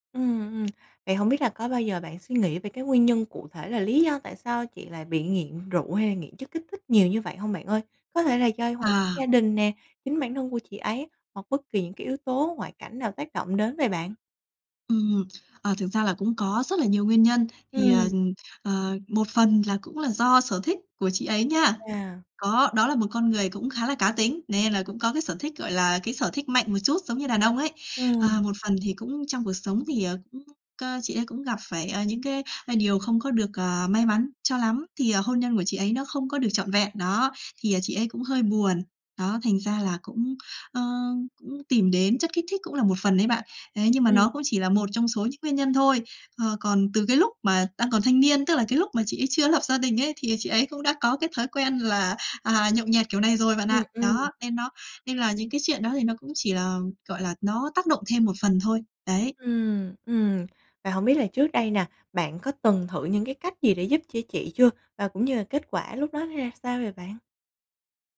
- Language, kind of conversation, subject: Vietnamese, advice, Bạn đang cảm thấy căng thẳng như thế nào khi có người thân nghiện rượu hoặc chất kích thích?
- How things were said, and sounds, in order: tapping